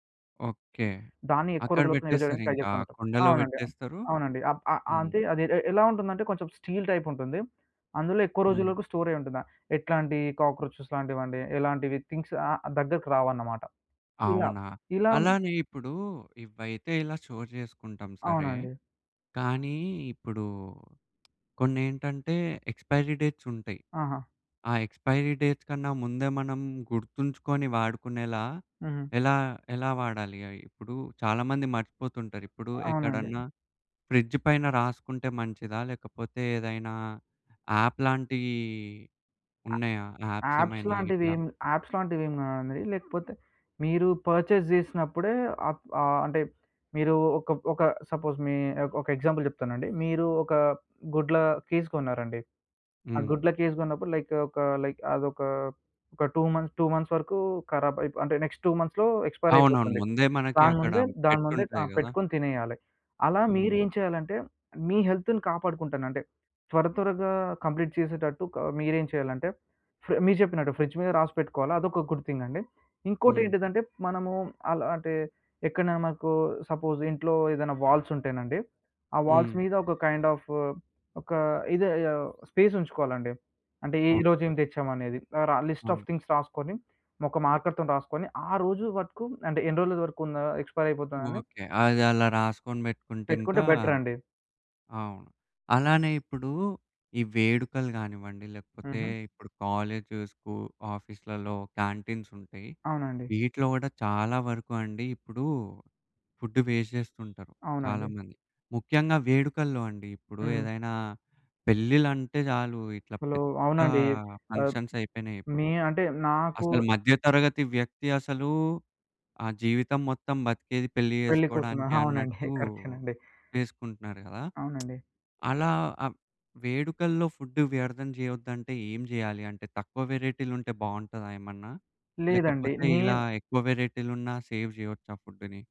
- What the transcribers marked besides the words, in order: tapping; in English: "ట్రై"; in English: "కాక్రోచెస్"; in English: "థింగ్స్"; in English: "ఎక్స్‌పైరి"; other background noise; in English: "ఎక్స్‌పైరి డేట్స్"; in English: "యాప్"; other noise; in English: "యాప్స్"; in English: "యాప్స్"; in English: "పర్చేజ్"; in English: "సపోజ్"; in English: "ఎగ్జాంపుల్"; in English: "కేస్"; in English: "కేస్"; in English: "లైక్"; in English: "టూ మంత్ టూ మంత్స్"; in English: "నెక్స్ట్ టూ మంత్స్‌లో ఎక్స్‌పైర్"; in English: "కంప్లీట్"; in English: "గుడ్"; in English: "సపోజ్"; in English: "వాల్స్"; in English: "కైండ్"; in English: "లిస్ట్ ఆఫ్ థింగ్స్"; in English: "మార్కర్‌తోని"; in English: "ఎక్స్‌పైర్"; in English: "వేస్ట్"; chuckle; lip smack; in English: "సేవ్"
- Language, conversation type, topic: Telugu, podcast, ఆహార వృథాను తగ్గించడానికి మనం మొదట ఏం చేయాలి?